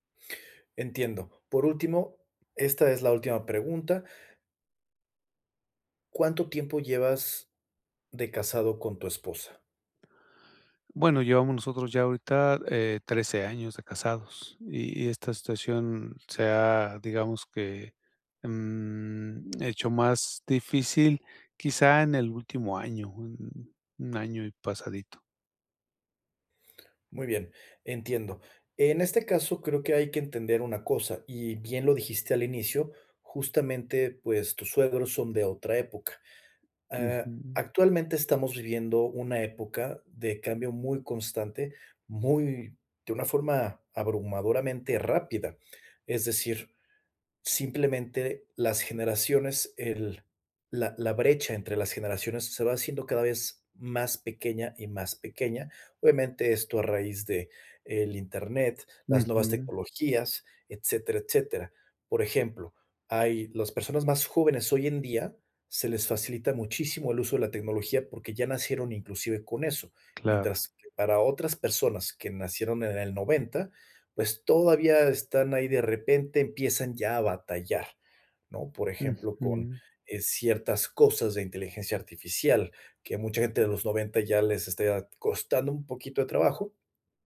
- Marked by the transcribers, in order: none
- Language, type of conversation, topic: Spanish, advice, ¿Cómo puedo mantener la calma cuando alguien me critica?